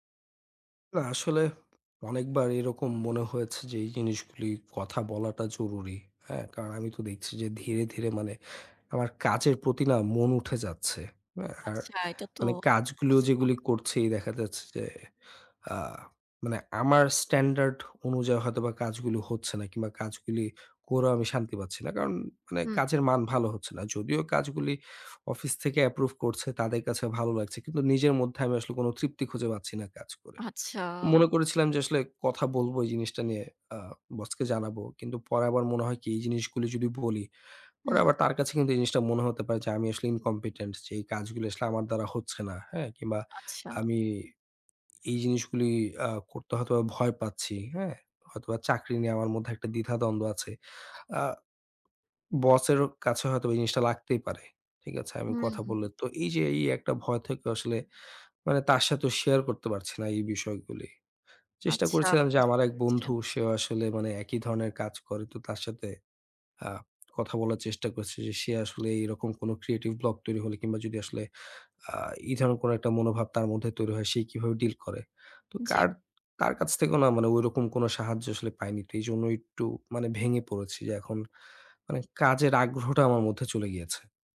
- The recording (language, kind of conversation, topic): Bengali, advice, পারফেকশনিজমের কারণে সৃজনশীলতা আটকে যাচ্ছে
- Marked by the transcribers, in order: other background noise; "দুঃখজনক" said as "খুজনক"; in English: "incompetent"; tapping; in English: "creative block"